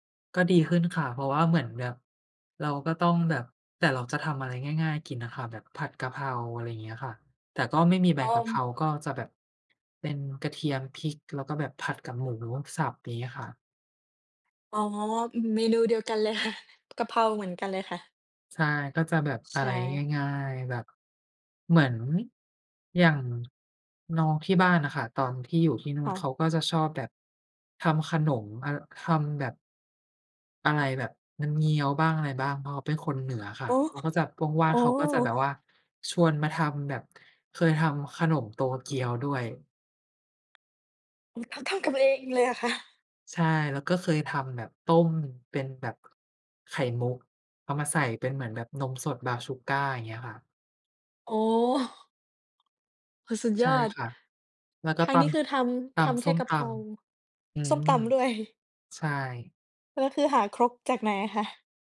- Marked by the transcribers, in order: tapping; other background noise; laughing while speaking: "อ๋อ"; laughing while speaking: "ด้วย"
- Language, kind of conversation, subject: Thai, unstructured, คุณชอบทำอะไรมากที่สุดในเวลาว่าง?